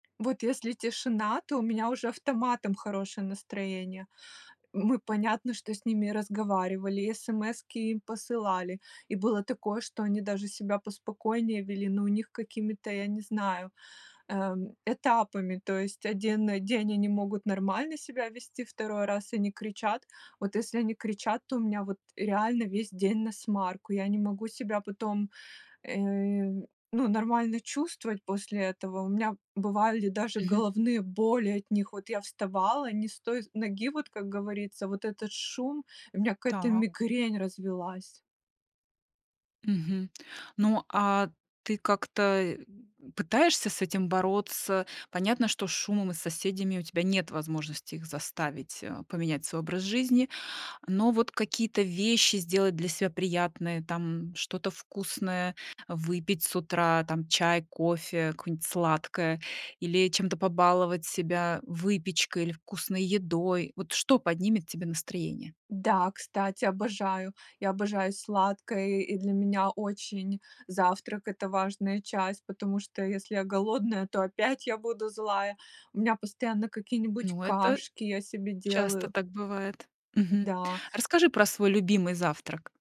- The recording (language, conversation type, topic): Russian, podcast, Как ты начинаешь утро, чтобы весь день чувствовать себя лучше?
- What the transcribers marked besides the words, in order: other background noise